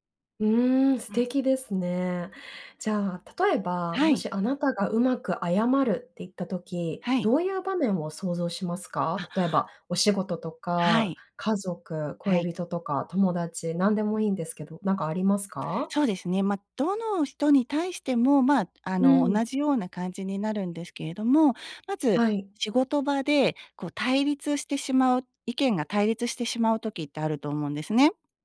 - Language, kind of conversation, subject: Japanese, podcast, うまく謝るために心がけていることは？
- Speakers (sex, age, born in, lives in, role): female, 30-34, Japan, Japan, host; female, 50-54, Japan, United States, guest
- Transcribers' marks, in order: none